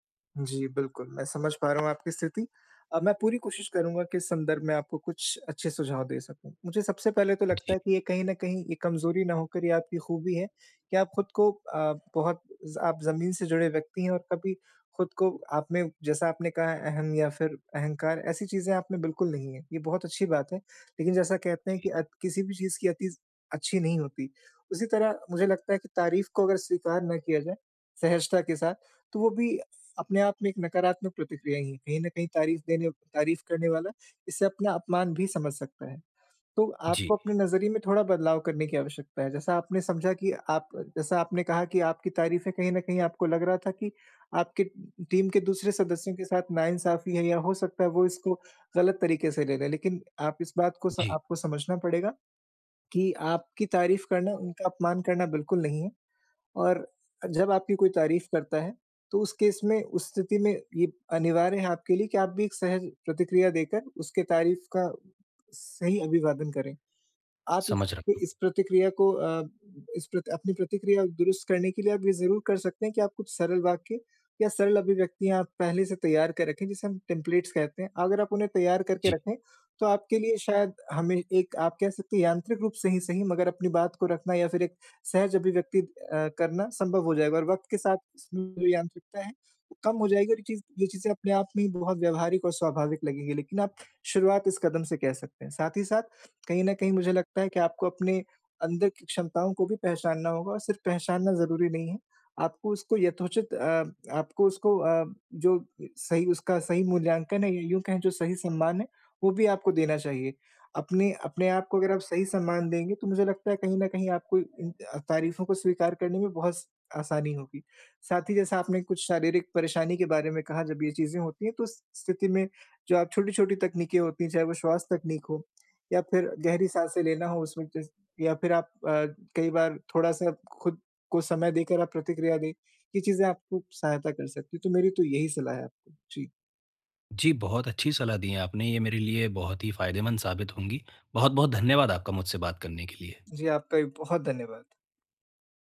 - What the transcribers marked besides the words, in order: tapping; in English: "टीम"; in English: "केस"; dog barking
- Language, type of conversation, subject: Hindi, advice, तारीफ मिलने पर असहजता कैसे दूर करें?